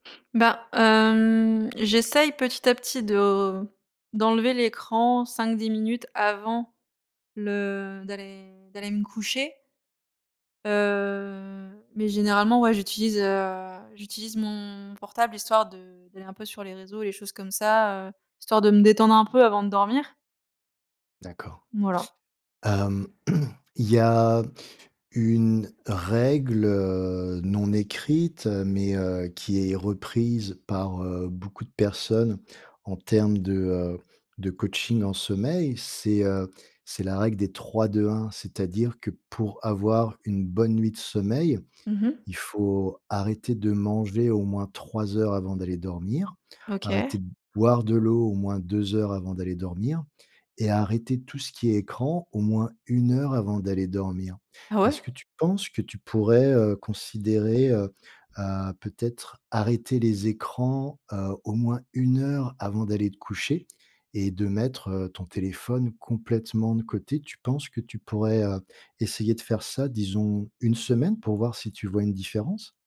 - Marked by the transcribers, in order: drawn out: "hem"; drawn out: "Heu"
- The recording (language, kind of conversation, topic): French, advice, Comment décririez-vous votre insomnie liée au stress ?